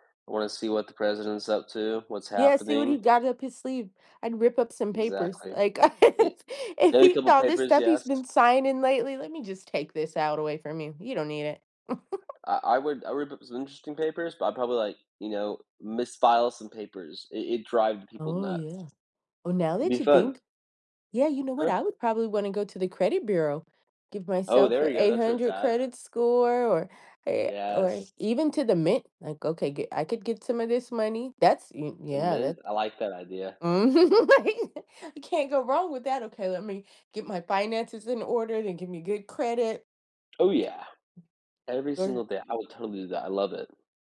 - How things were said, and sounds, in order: laughing while speaking: "like, if if he saw"; other background noise; laugh; tapping; laughing while speaking: "Mhm. I can't"; unintelligible speech
- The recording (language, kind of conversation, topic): English, unstructured, How might having the power of invisibility for a day change the way you see yourself and others?
- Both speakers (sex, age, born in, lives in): female, 40-44, United States, United States; male, 25-29, United States, United States